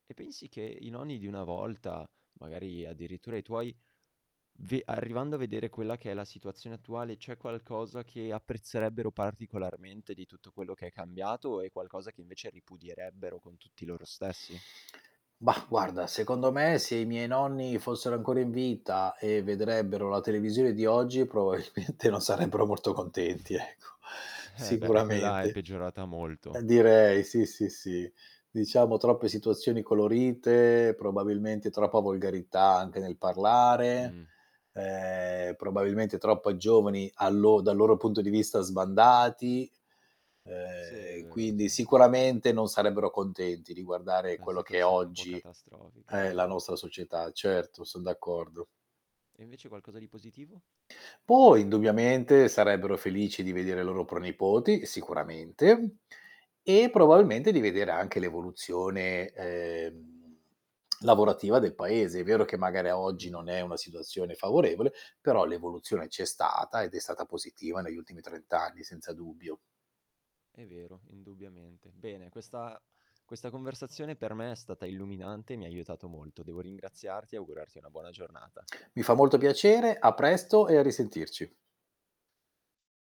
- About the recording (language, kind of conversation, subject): Italian, podcast, Che ruolo hanno avuto i nonni nella tua storia familiare?
- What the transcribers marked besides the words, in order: distorted speech; static; laughing while speaking: "probabilmente non sarebbero molto contenti"; mechanical hum; drawn out: "ehm"; tsk